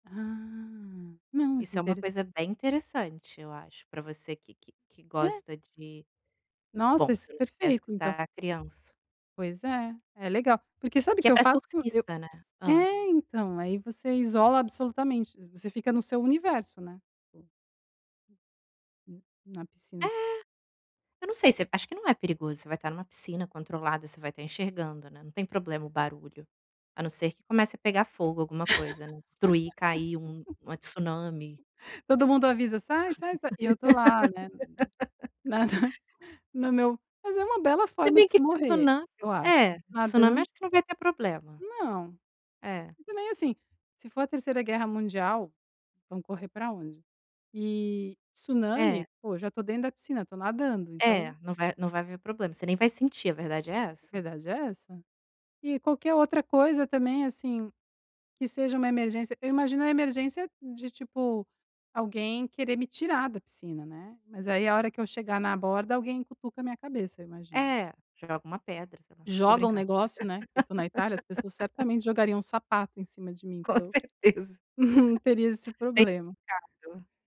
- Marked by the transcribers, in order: unintelligible speech; laugh; laugh; chuckle; laugh; giggle
- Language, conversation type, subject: Portuguese, advice, Como posso encontrar um bom equilíbrio entre socializar e ficar sozinho?